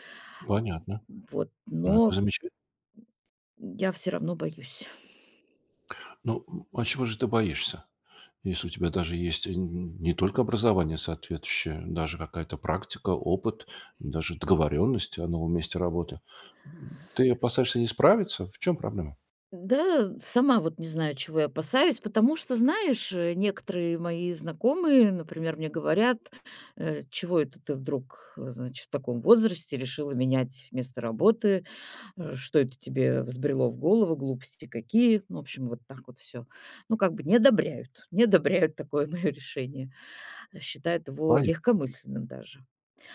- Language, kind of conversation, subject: Russian, advice, Как решиться сменить профессию в середине жизни?
- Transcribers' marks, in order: other background noise; tapping